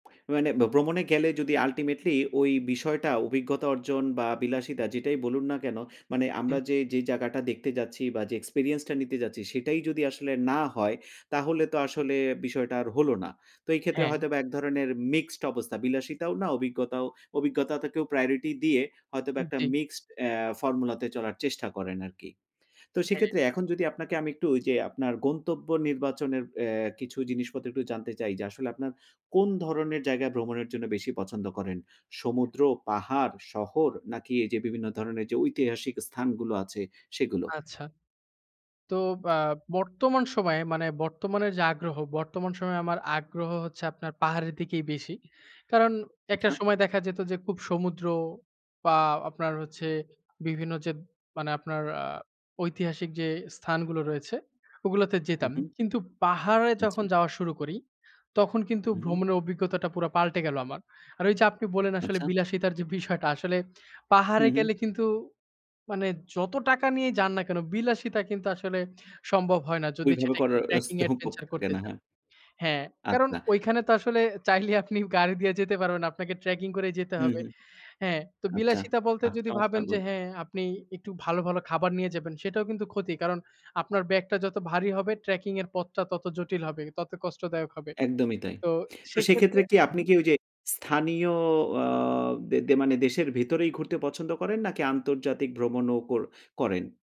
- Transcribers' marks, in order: "ভ্রমণে" said as "ব্রমনে"; in English: "ultimately"; in English: "experience"; other background noise; in English: "priority"; in English: "mixed"; in English: "formula"; "দিয়ে" said as "দিয়া"; "আচ্ছা" said as "আচ্চা"
- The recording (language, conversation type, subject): Bengali, podcast, ছুটিতে গেলে সাধারণত আপনি কীভাবে ভ্রমণের পরিকল্পনা করেন?
- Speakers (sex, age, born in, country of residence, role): male, 25-29, Bangladesh, Bangladesh, guest; male, 35-39, Bangladesh, Finland, host